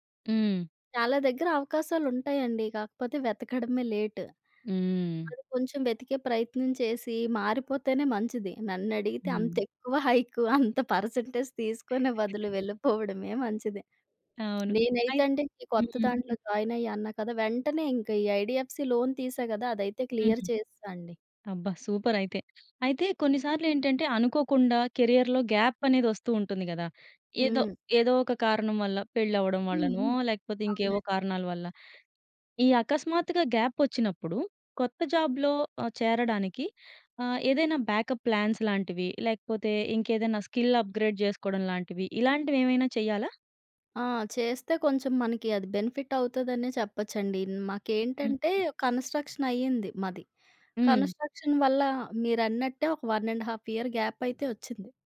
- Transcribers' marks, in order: in English: "లేట్"; in English: "హైక్"; in English: "పర్సెంటేజ్"; giggle; in English: "జాయిన్"; in English: "లోన్"; in English: "క్లియర్"; in English: "సూపర్"; in English: "కెరియర్‌లో గ్యాప్"; in English: "గ్యాప్"; in English: "జాబ్‌లో"; in English: "బ్యాకప్ ప్లాన్స్"; in English: "స్కిల్ అప్‌గ్రేడ్"; in English: "బెనిఫిట్"; other noise; in English: "కన్‌స్ట్రక్షన్"; in English: "కన్‌స్ట్రక్షన్"; in English: "వన్ అండ్ హాఫ్ ఇయర్ గ్యాప్"
- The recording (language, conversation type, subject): Telugu, podcast, ఉద్యోగ మార్పు కోసం ఆర్థికంగా ఎలా ప్లాన్ చేసావు?